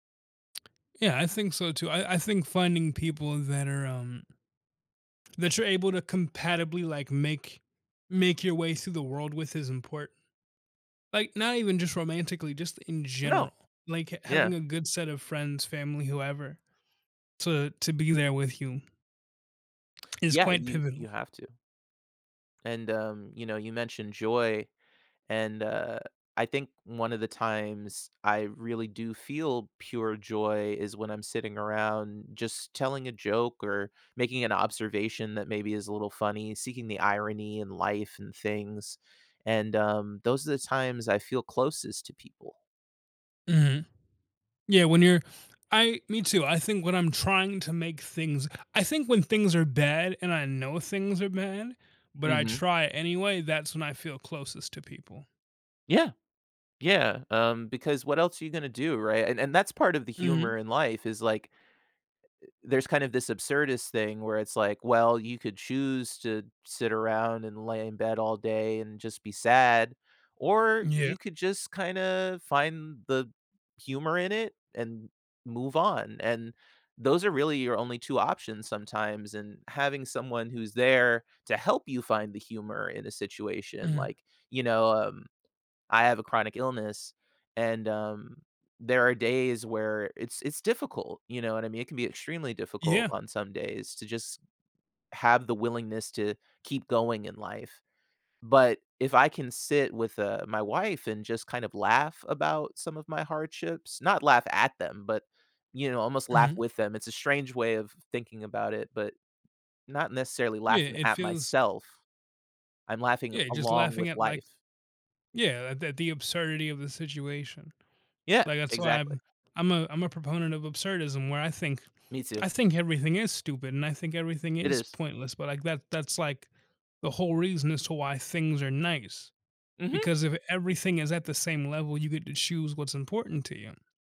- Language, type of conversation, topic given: English, unstructured, How can we use shared humor to keep our relationship close?
- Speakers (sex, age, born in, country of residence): male, 20-24, United States, United States; male, 40-44, United States, United States
- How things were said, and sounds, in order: tapping